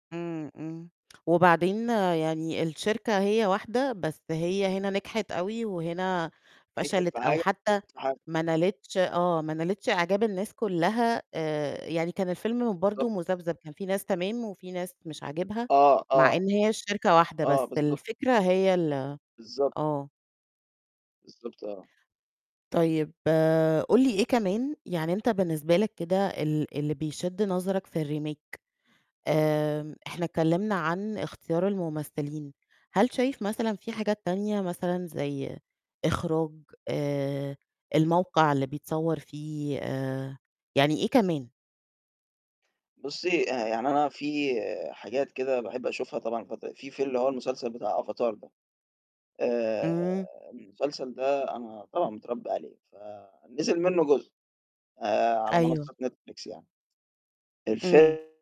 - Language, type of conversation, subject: Arabic, podcast, إيه رأيك في الريميكات وإعادة تقديم الأعمال القديمة؟
- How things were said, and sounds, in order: unintelligible speech; in English: "الRemake"; in English: "Avatar"; distorted speech